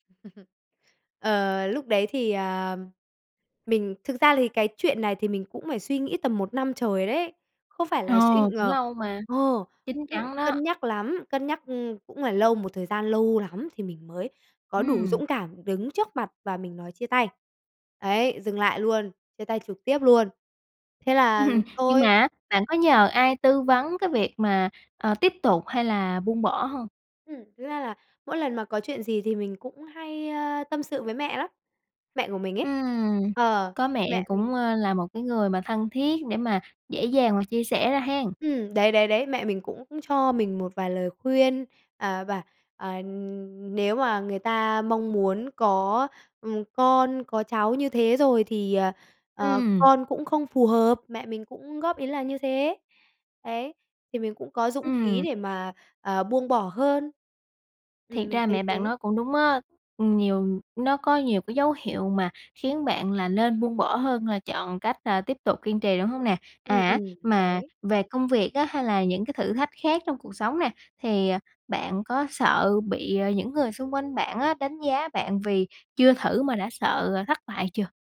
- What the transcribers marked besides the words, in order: laugh; tapping; laugh
- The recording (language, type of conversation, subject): Vietnamese, podcast, Bạn làm sao để biết khi nào nên kiên trì hay buông bỏ?